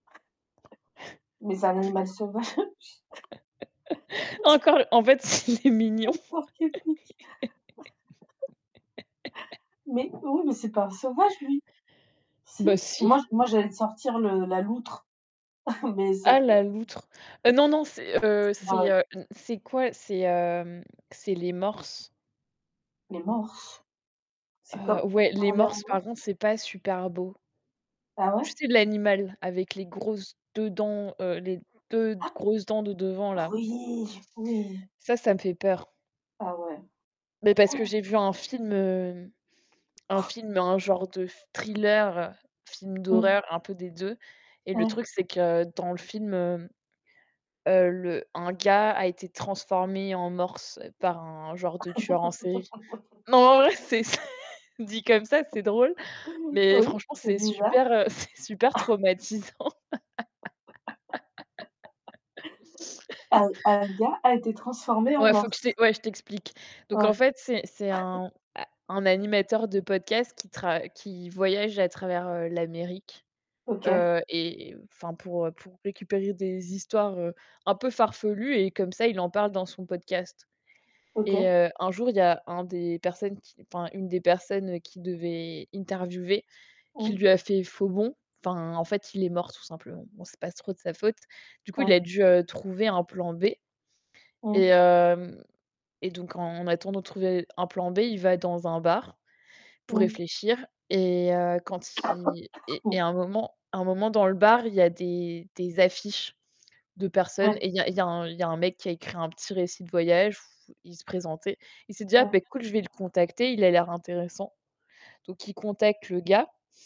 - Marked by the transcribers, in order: tapping; chuckle; distorted speech; chuckle; laughing while speaking: "sauvage"; laugh; other background noise; laughing while speaking: "Pauvre porc-épic"; chuckle; laugh; chuckle; static; gasp; snort; laugh; laughing while speaking: "Non, en vrai c'est"; chuckle; laugh; laugh; laughing while speaking: "c'est super traumatisant"; laugh; chuckle; cough
- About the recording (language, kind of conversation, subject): French, unstructured, Préférez-vous la beauté des animaux de compagnie ou celle des animaux sauvages ?